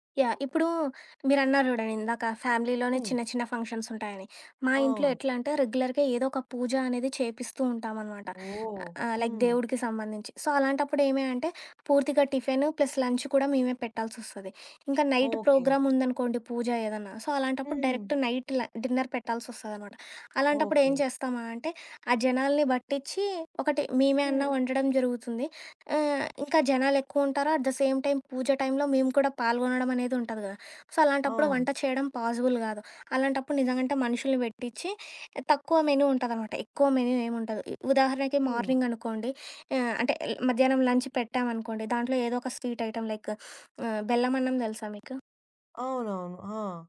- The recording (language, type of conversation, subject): Telugu, podcast, వేడుక కోసం మీరు మెనూని ఎలా నిర్ణయిస్తారు?
- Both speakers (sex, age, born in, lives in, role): female, 20-24, India, India, host; female, 25-29, India, India, guest
- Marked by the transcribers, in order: in English: "ఫ్యామిలీలోనే"; in English: "ఫంక్షన్స్"; in English: "రెగ్యులర్‌గా"; in English: "లైక్"; in English: "సో"; in English: "ప్లస్ లంచ్"; in English: "నైట్ ప్రోగ్రామ్"; in English: "సో"; in English: "డైరెక్ట్ నైట్"; in English: "డిన్నర్"; in English: "అట్ ద సేమ్ టైమ్"; in English: "సో"; in English: "పాజిబుల్"; in English: "మెనూ"; in English: "మెనూ"; in English: "మార్నింగ్"; in English: "లంచ్"; in English: "స్వీట్ ఐటెం లైక్"; sniff; other background noise